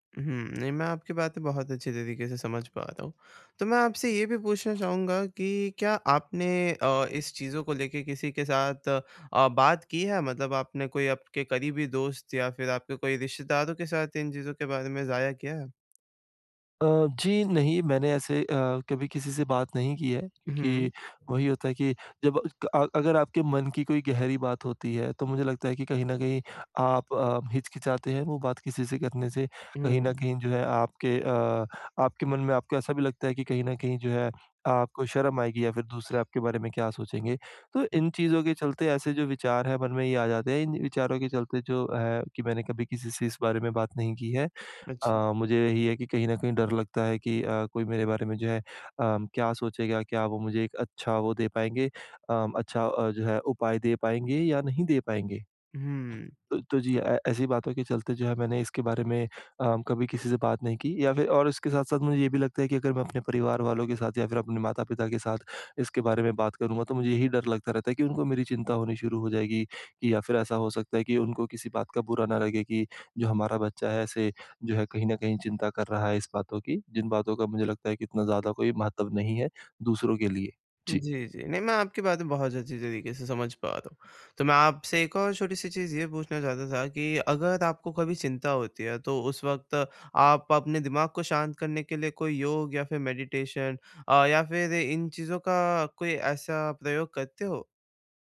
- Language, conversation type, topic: Hindi, advice, क्या चिंता होना सामान्य है और मैं इसे स्वस्थ तरीके से कैसे स्वीकार कर सकता/सकती हूँ?
- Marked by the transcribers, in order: other background noise; tapping; in English: "मेडिटेशन"